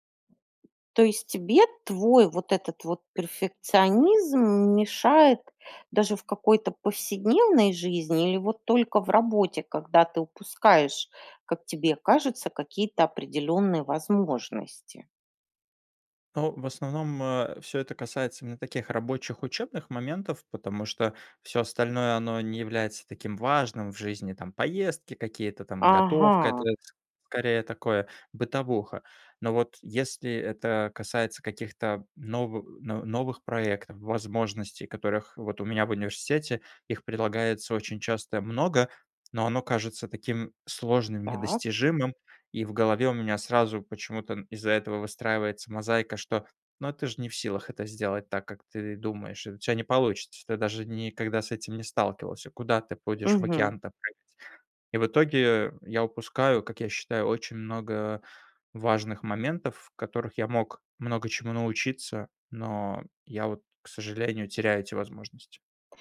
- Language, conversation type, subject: Russian, advice, Как самокритика мешает вам начинать новые проекты?
- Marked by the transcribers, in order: tapping; other background noise